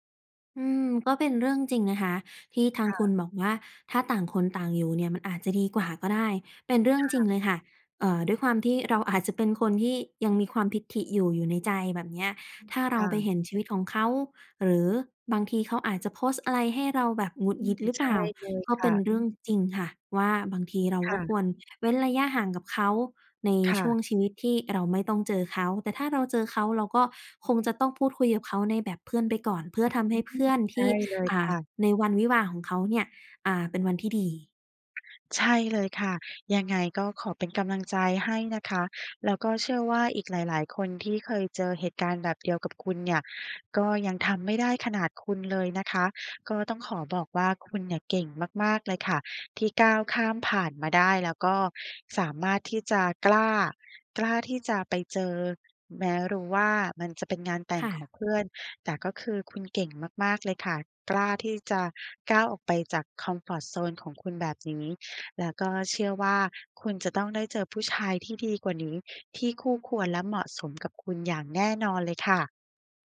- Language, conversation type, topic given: Thai, advice, อยากเป็นเพื่อนกับแฟนเก่า แต่ยังทำใจไม่ได้ ควรทำอย่างไร?
- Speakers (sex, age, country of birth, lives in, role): female, 25-29, Thailand, Thailand, user; female, 35-39, Thailand, Thailand, advisor
- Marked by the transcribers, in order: other background noise